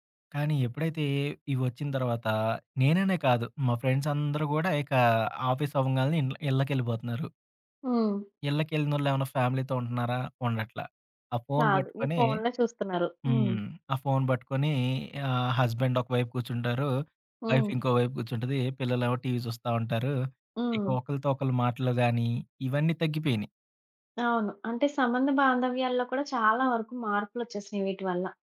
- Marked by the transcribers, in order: in English: "ఫ్రెండ్స్"; in English: "ఆఫీస్"; in English: "ఫ్యామిలీతో"; tapping; in English: "హస్బెండ్"; in English: "వైఫ్"; in English: "టీవీ"
- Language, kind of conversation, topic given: Telugu, podcast, ఆన్‌లైన్, ఆఫ్‌లైన్ మధ్య సమతుల్యం సాధించడానికి సులభ మార్గాలు ఏవిటి?